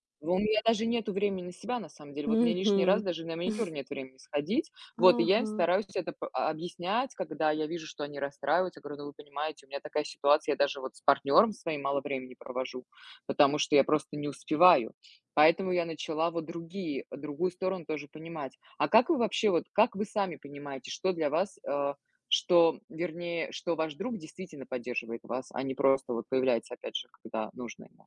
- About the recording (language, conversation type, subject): Russian, unstructured, Почему для тебя важна поддержка друзей?
- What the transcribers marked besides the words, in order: chuckle